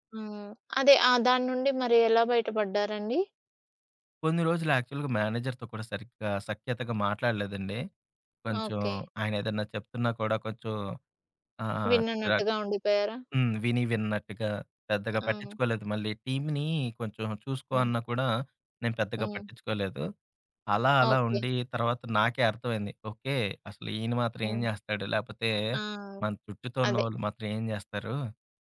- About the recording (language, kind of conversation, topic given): Telugu, podcast, నిరాశను ఆశగా ఎలా మార్చుకోవచ్చు?
- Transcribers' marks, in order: in English: "యాక్చువల్‌గా మేనేజర్‌తో"; in English: "టీమ్‌ని"